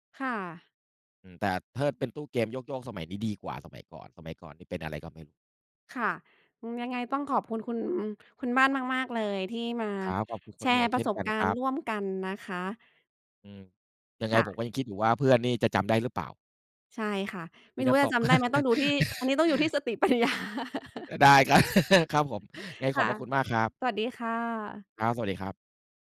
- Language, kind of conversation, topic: Thai, unstructured, เวลานึกถึงวัยเด็ก คุณชอบคิดถึงอะไรที่สุด?
- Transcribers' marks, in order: chuckle; other background noise; laugh; chuckle